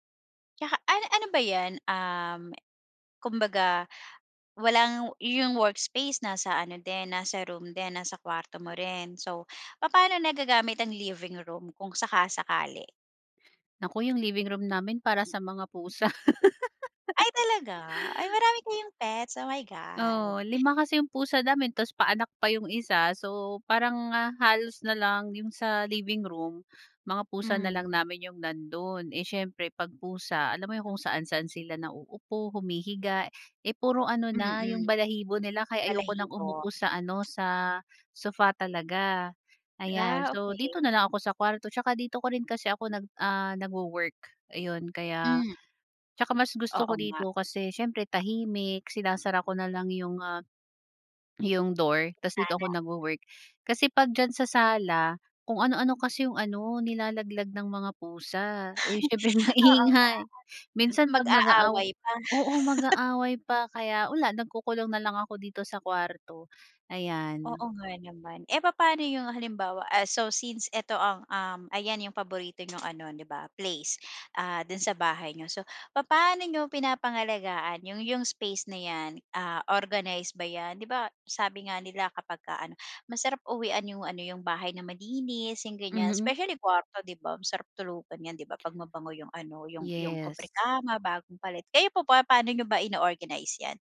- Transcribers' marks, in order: other background noise; laugh; chuckle; laughing while speaking: "siyempre"; chuckle; tapping
- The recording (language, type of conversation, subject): Filipino, podcast, Ano ang paborito mong sulok sa bahay at bakit?